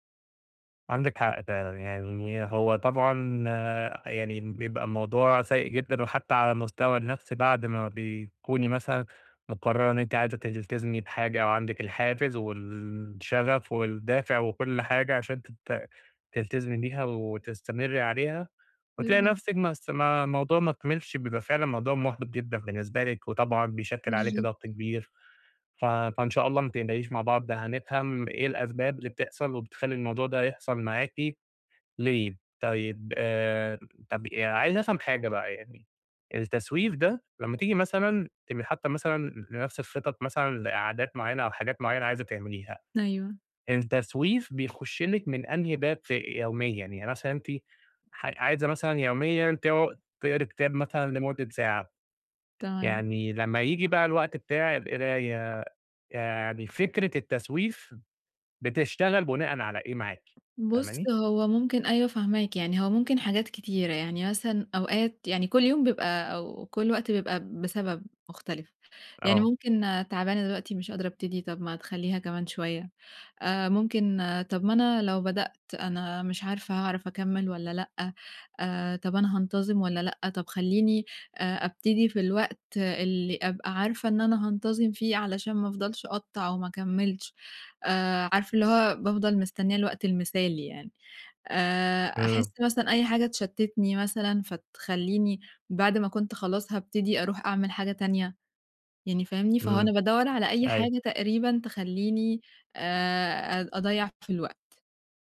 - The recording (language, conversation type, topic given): Arabic, advice, إزاي أبطل تسويف وأبني عادة تمرين يومية وأستمر عليها؟
- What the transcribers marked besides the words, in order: tapping